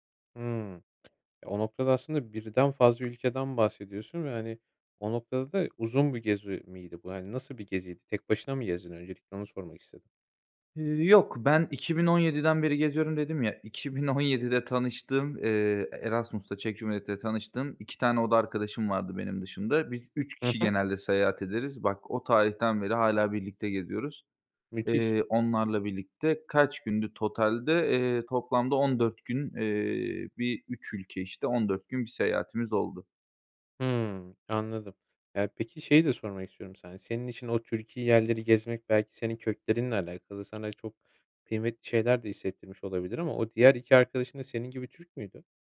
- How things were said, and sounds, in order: other background noise
- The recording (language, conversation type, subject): Turkish, podcast, En anlamlı seyahat destinasyonun hangisiydi ve neden?